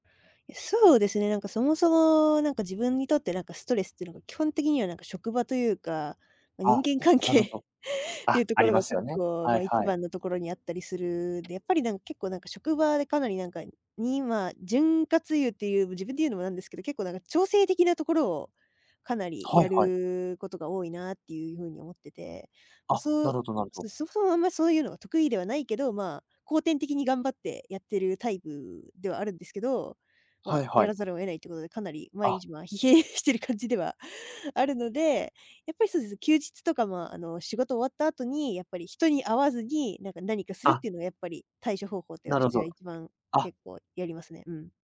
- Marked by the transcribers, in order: laughing while speaking: "人間関係っていうところが"; other background noise; tapping; laughing while speaking: "疲弊してる感じではあるので"
- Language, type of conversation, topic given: Japanese, podcast, ストレスが溜まったとき、どう対処していますか？